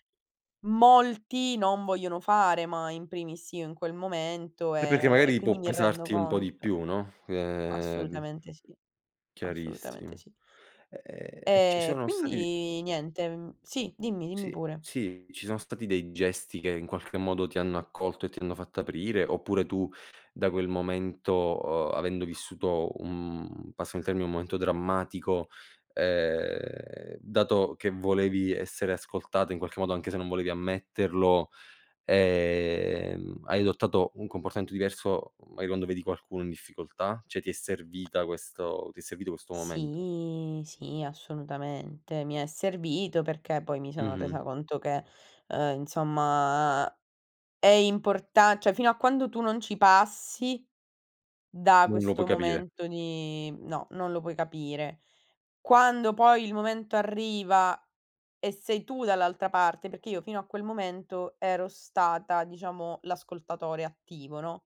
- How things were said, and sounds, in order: in Latin: "in primis"; drawn out: "ehm"; drawn out: "ehm"; tapping; drawn out: "Sì"
- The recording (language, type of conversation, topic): Italian, podcast, Come mostri empatia durante una conversazione difficile?